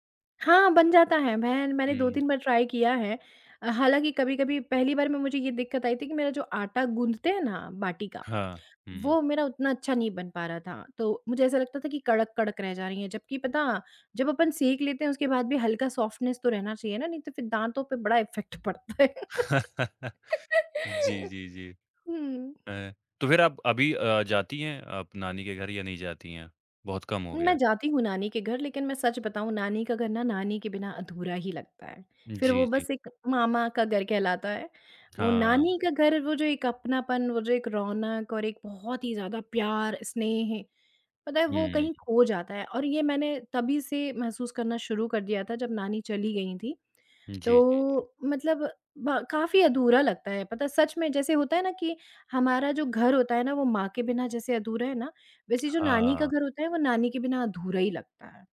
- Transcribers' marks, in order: in English: "ट्राई"; in English: "सॉफ्टनेस"; chuckle; in English: "इफ़ेक्ट"; laughing while speaking: "पड़ता है"; laugh; other background noise
- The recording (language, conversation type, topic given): Hindi, podcast, आपको किन घरेलू खुशबुओं से बचपन की यादें ताज़ा हो जाती हैं?